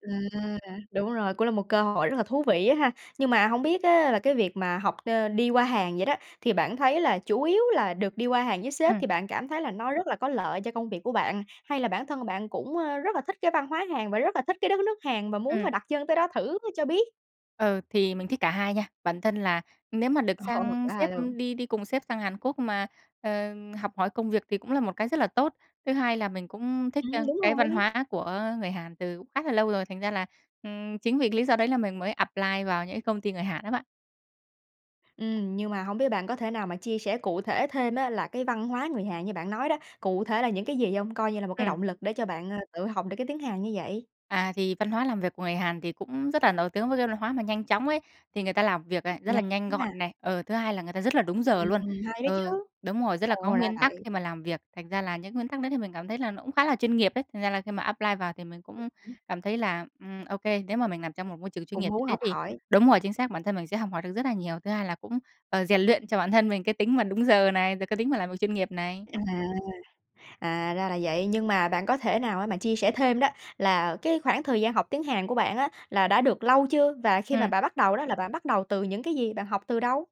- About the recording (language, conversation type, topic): Vietnamese, podcast, Bạn có lời khuyên nào để người mới bắt đầu tự học hiệu quả không?
- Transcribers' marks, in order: tapping; laugh; in English: "apply"; in English: "apply"; unintelligible speech; other background noise